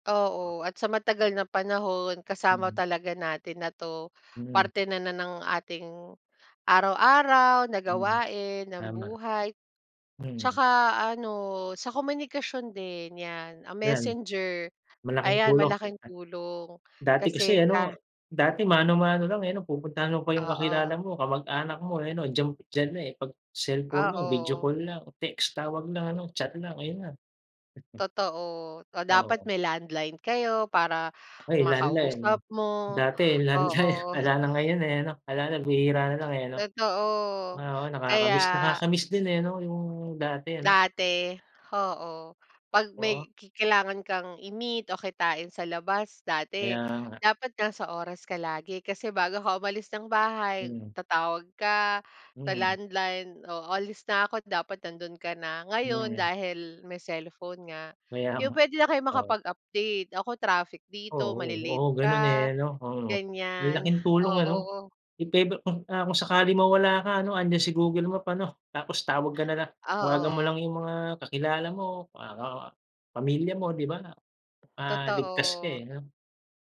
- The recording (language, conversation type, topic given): Filipino, unstructured, Paano nakatulong ang teknolohiya sa mga pang-araw-araw mong gawain?
- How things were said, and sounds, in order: other background noise; tapping; unintelligible speech; chuckle